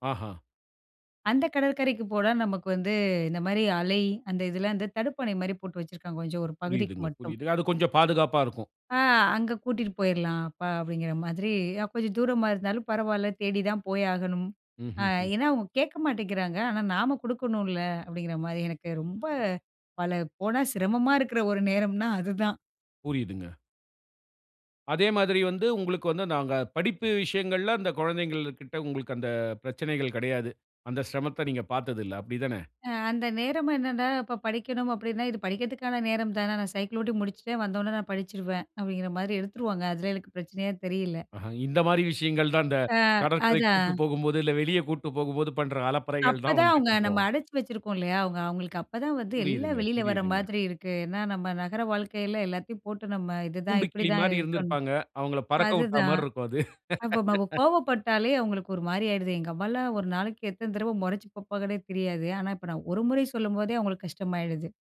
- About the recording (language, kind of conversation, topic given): Tamil, podcast, வளர்ப்பு காலத்தில் நீங்கள் சந்தித்த சிரமமான நேரத்தை எப்படி கடந்து வந்தீர்கள்?
- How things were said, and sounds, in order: chuckle; laugh